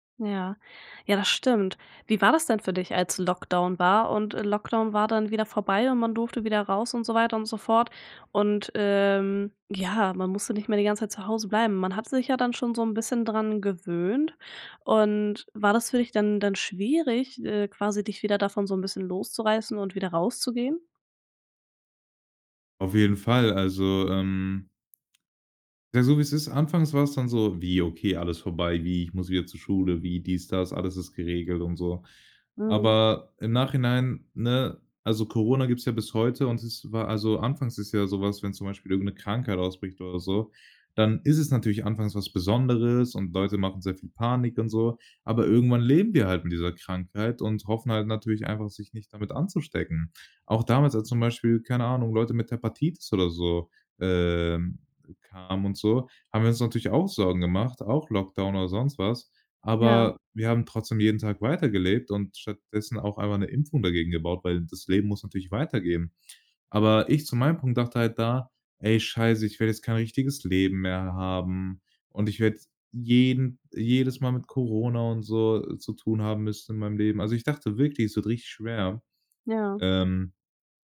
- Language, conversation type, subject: German, podcast, Wie wichtig sind reale Treffen neben Online-Kontakten für dich?
- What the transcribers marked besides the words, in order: drawn out: "ähm"